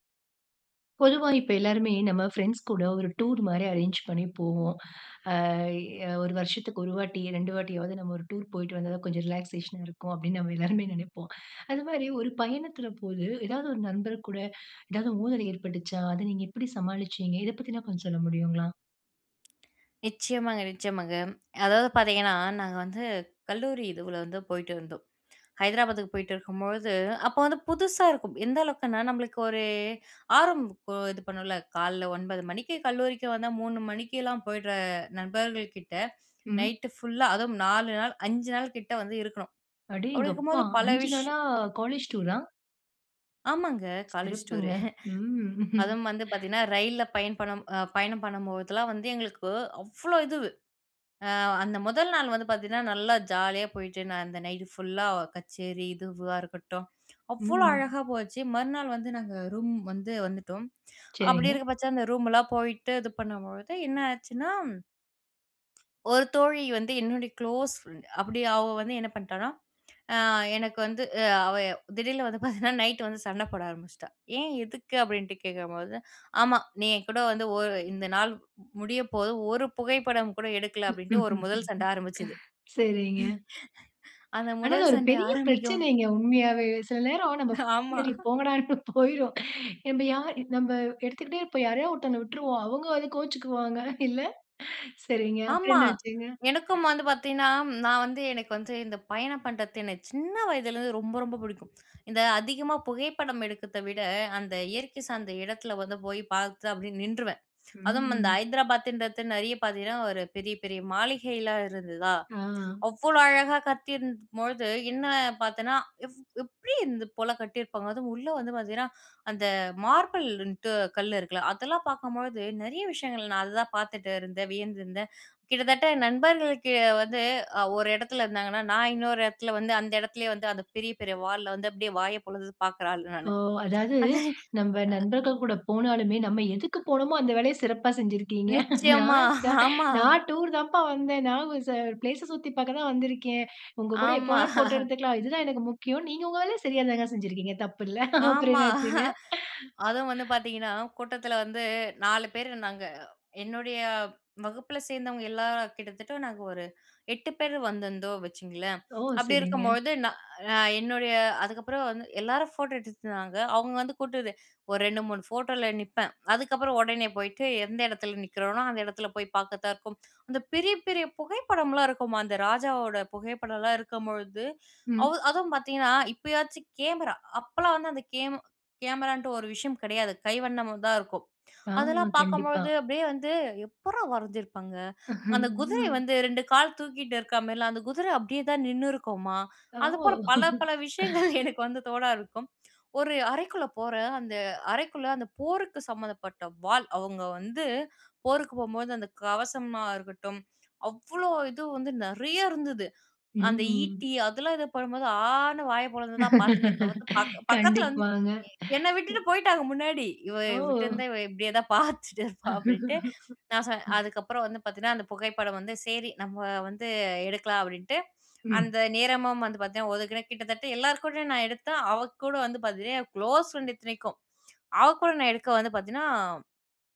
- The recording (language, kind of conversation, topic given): Tamil, podcast, பயண நண்பர்களோடு ஏற்பட்ட மோதலை நீங்கள் எப்படிச் தீர்த்தீர்கள்?
- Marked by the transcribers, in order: laughing while speaking: "கொஞ்சம் ரிலாக்சேஷன் இருக்கும், அப்பிடின்னு நம்ம எல்லாருமே நினைப்போம்"; in English: "ரிலாக்சேஷன்"; "ஊடல்" said as "ஊதல்"; other noise; drawn out: "ஒரு"; "காலைல" said as "கால்ல"; surprised: "அடேங்கப்பா!"; chuckle; joyful: "ம்"; chuckle; inhale; other background noise; laughing while speaking: "வந்து பார்த்தீங்கன்னா"; laughing while speaking: "சரிங்க. ஆனா அது ஒரு பெரிய … கோவிச்சிக்குவாங்க இல்ல, சரிங்க"; laughing while speaking: "அந்த முதல் சண்டை ஆரம்பிக்கும்"; unintelligible speech; inhale; laughing while speaking: "ஆமா"; drawn out: "ம்"; "கட்டியிருந்தபொழுது" said as "கத்தியிருந் மொழுது"; laughing while speaking: "அதேன்"; laughing while speaking: "சிறப்பா செஞ்சிருக்கீங்க. நான் சா நான் … அப்புறம் என்ன ஆச்சுங்க?"; laughing while speaking: "நிச்சயமா, ஆமா"; unintelligible speech; laughing while speaking: "ஆமா"; laughing while speaking: "ஆமா"; breath; "வச்சுக்கோங்களேன்" said as "வச்சுங்களேன்"; laughing while speaking: "ம்"; laughing while speaking: "ஓ!"; laughing while speaking: "எனக்கு வந்து தோண"; drawn out: "ஆனு"; laughing while speaking: "கண்டிப்பாங்க"; laughing while speaking: "பார்த்துட்டிருப்பா"; laugh